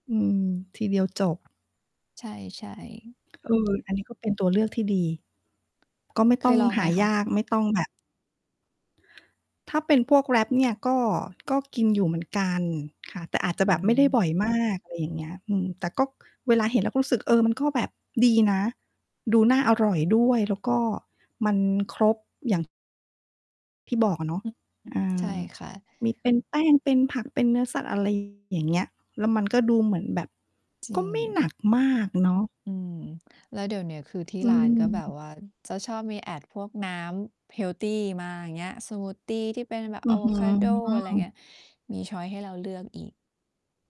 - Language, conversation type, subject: Thai, unstructured, คุณรู้สึกอย่างไรกับอาหารที่เคยทำให้คุณมีความสุขแต่ตอนนี้หากินยาก?
- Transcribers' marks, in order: other background noise; distorted speech; in English: "ชอยซ์"